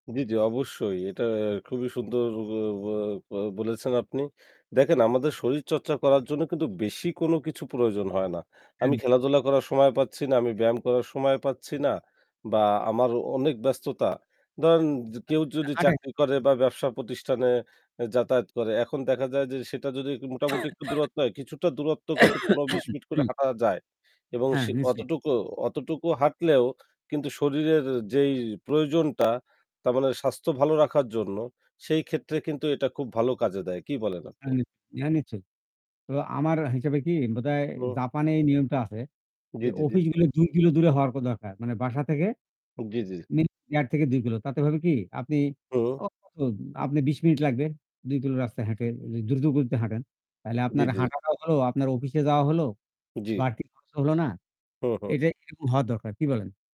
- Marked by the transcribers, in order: static; other background noise; other noise; distorted speech; cough; unintelligible speech; "হেটে" said as "হাঁইটে"
- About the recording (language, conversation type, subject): Bengali, unstructured, আপনি কেন মনে করেন যে নিজের জন্য সময় বের করা জরুরি?